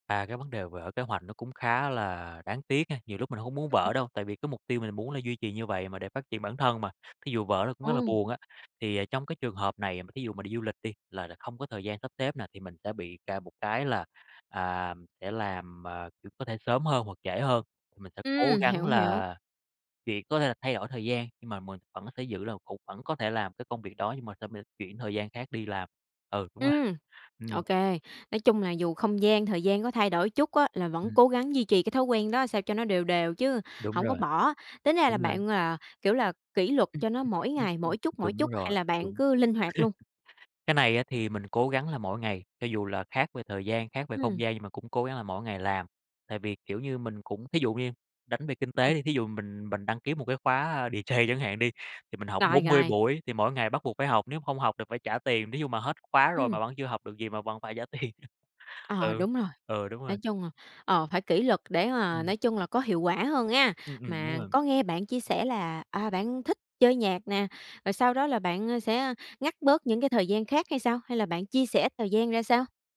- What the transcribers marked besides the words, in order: other background noise; tapping; unintelligible speech; chuckle; in English: "D-J"; laughing while speaking: "tiền"
- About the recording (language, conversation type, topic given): Vietnamese, podcast, Bạn quản lý thời gian như thế nào để duy trì thói quen?